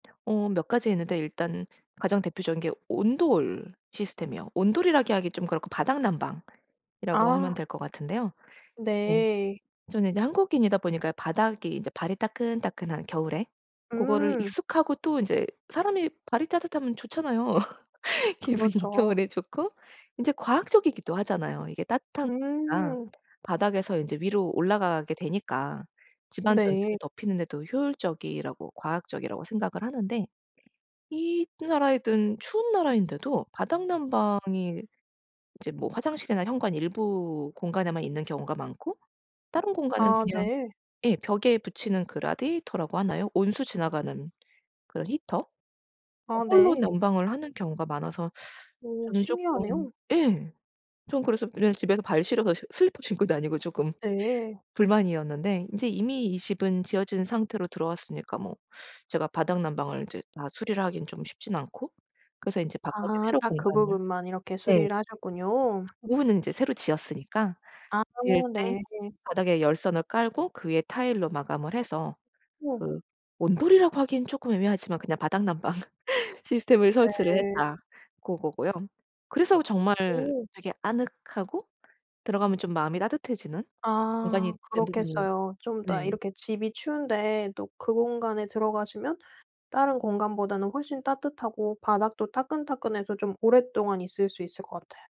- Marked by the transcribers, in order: laugh; laughing while speaking: "기분이"; tapping; other background noise; unintelligible speech; laugh
- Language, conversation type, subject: Korean, podcast, 집에서 가장 편안한 공간은 어디인가요?